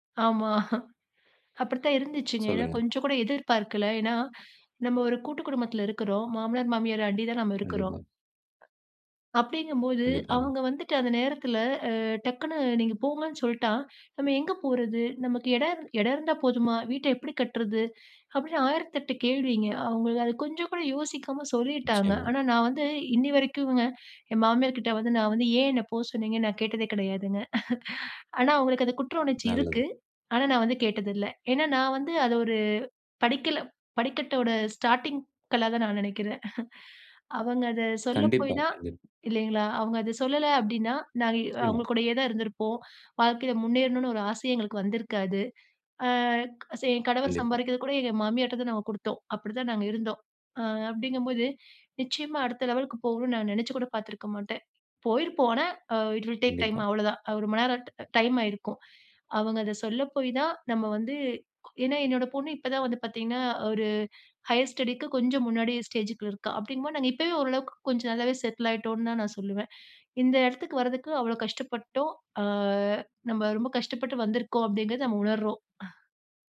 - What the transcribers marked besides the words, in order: chuckle; "அப்படித்தான்" said as "அப்டுத்தான்"; "ஏன்னா" said as "ஏனா"; "ஏன்னா" said as "ஏனா"; "அப்டீங்கும்" said as "அப்டீங்கம்"; "அந்த" said as "அத"; "சொல்லிட்டா" said as "சொல்ட்டா"; "நம்ப" said as "நம்ம"; "எங்கே" said as "எங்க"; "என்னை" said as "என்ன"; "போக" said as "போ"; chuckle; "அவங்களுக்கு" said as "அவுங்களுக்கு"; "கேட்டதுல்ல" said as "கேட்டதில்ல"; "ஏன்னா" said as "ஏனா"; in English: "ஸ்டார்ட்டிங்"; chuckle; "அவங்க" said as "அவுங்க"; drawn out: "சே"; "அ" said as "சே"; in English: "லெவலுக்கு"; in English: "இட் வில் டேக் டைம்"; "நம்ப" said as "நம்ம"; "ஏன்னா" said as "ஏனா"; in English: "ஹையர் ஸ்டடிக்கு"; in English: "ஸ்டேஜுக்குள்ள"; in English: "செட்டில்"; chuckle
- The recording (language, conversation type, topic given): Tamil, podcast, உங்கள் வாழ்க்கையை மாற்றிய ஒரு தருணம் எது?